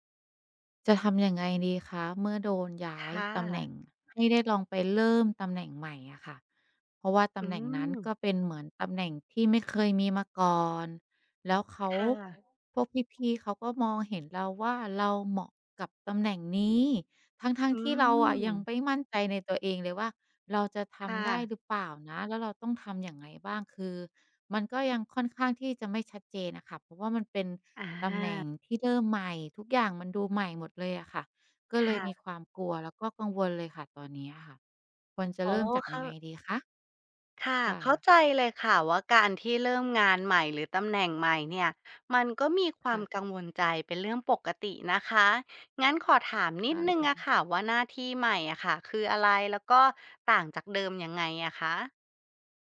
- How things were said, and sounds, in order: tapping; other background noise; unintelligible speech
- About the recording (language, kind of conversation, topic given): Thai, advice, เมื่อคุณได้เลื่อนตำแหน่งหรือเปลี่ยนหน้าที่ คุณควรรับมือกับความรับผิดชอบใหม่อย่างไร?